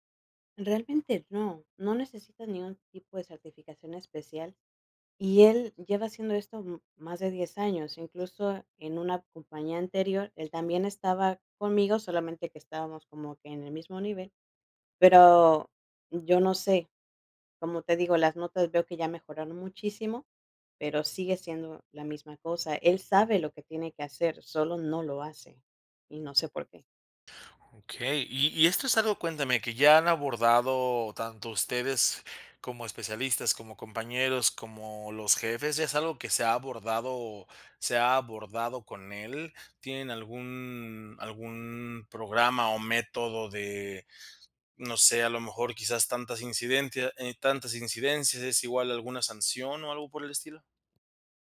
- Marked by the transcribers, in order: none
- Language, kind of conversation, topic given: Spanish, advice, ¿Cómo puedo decidir si despedir o retener a un empleado clave?